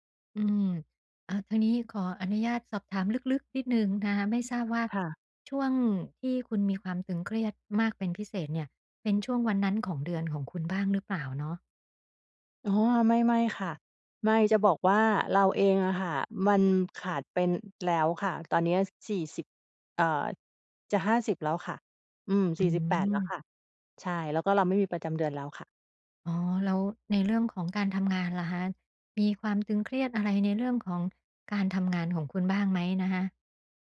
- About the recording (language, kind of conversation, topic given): Thai, advice, ฉันจะใช้การหายใจเพื่อลดความตึงเครียดได้อย่างไร?
- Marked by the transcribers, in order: other background noise; tapping